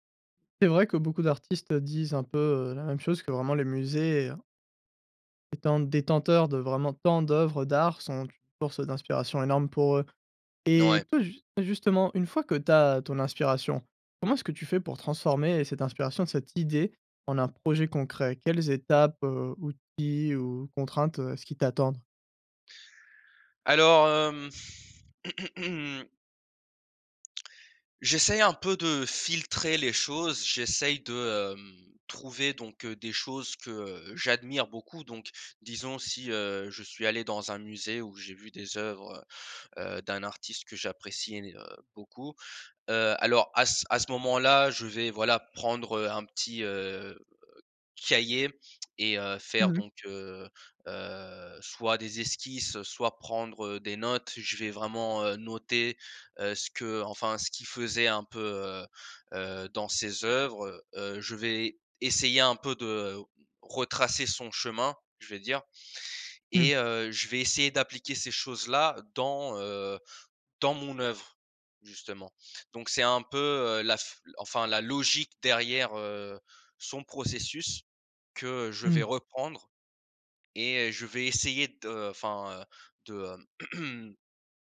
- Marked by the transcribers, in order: stressed: "tant"; tapping; throat clearing; stressed: "cahier"; stressed: "essayer"; stressed: "dans"; throat clearing
- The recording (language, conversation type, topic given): French, podcast, Comment trouves-tu l’inspiration pour créer quelque chose de nouveau ?